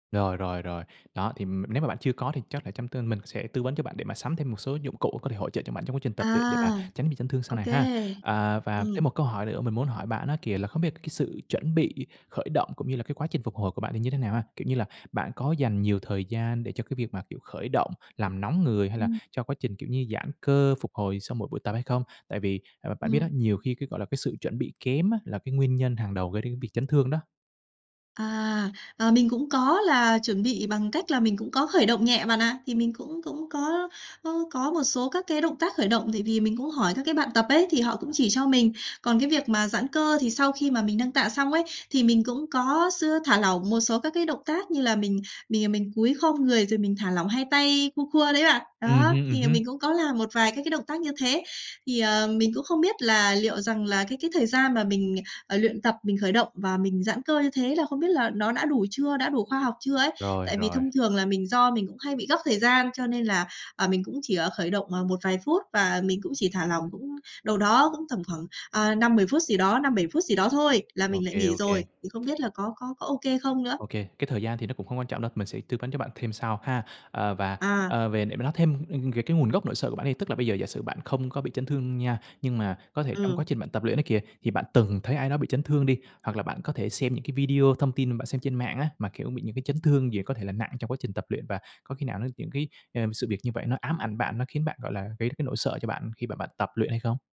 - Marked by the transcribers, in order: tapping; other background noise
- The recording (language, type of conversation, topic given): Vietnamese, advice, Bạn lo lắng thế nào về nguy cơ chấn thương khi nâng tạ hoặc tập nặng?